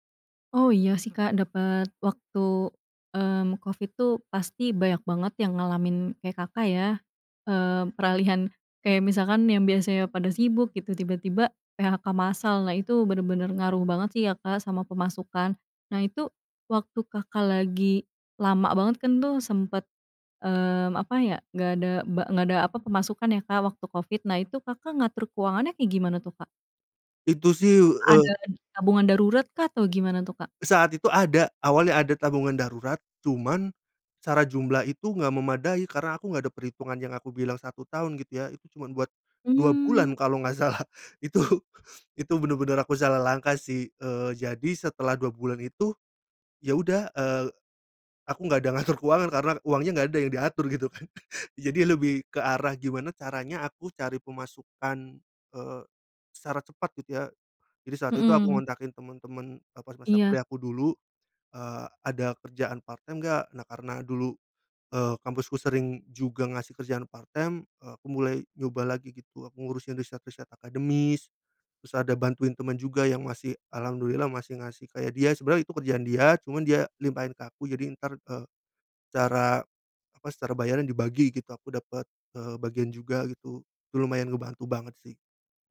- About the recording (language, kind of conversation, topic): Indonesian, podcast, Bagaimana kamu mengatur keuangan saat mengalami transisi kerja?
- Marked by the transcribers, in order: tapping; laughing while speaking: "salah. Itu"; laughing while speaking: "ngatur"; chuckle; in English: "part-time"; in English: "part-time"